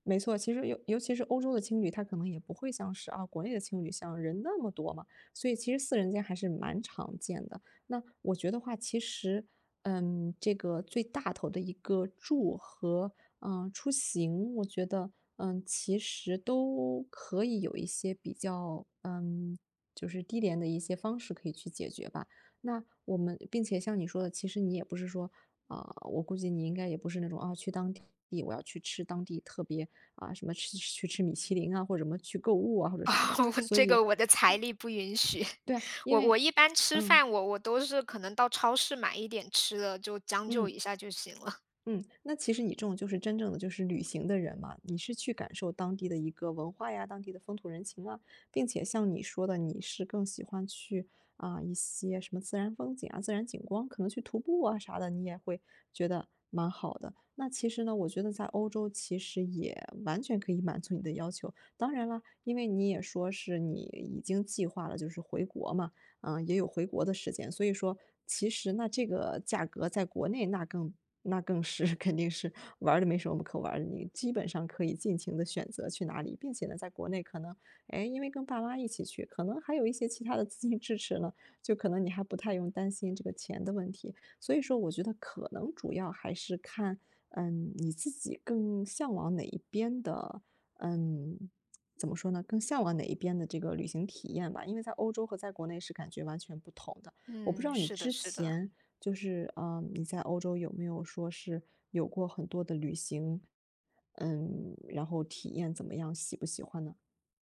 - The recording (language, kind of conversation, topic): Chinese, advice, 预算有限时，我该如何选择适合的旅行方式和目的地？
- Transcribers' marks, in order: laughing while speaking: "哦"; laughing while speaking: "许"; laugh; laughing while speaking: "了"; laughing while speaking: "是"; laughing while speaking: "资金支持呢"